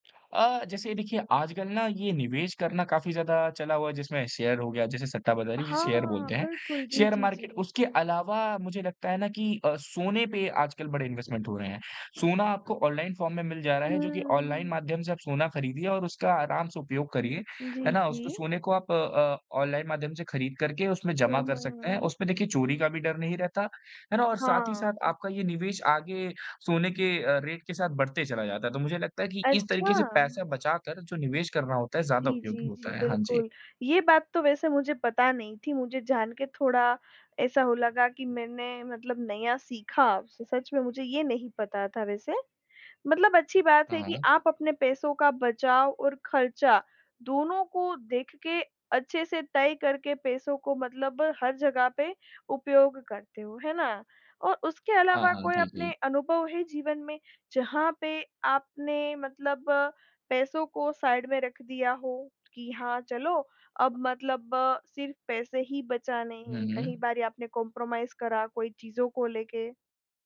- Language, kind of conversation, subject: Hindi, podcast, पैसे बचाने और खर्च करने के बीच आप फैसला कैसे करते हैं?
- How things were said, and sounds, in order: in English: "शेयर"; in English: "शेयर"; in English: "शेयर मार्केट"; in English: "इन्वेस्टमेंट"; other background noise; in English: "फॉर्म"; tapping; in English: "रेट"; in English: "साइड"; in English: "कंप्रोमाइज़"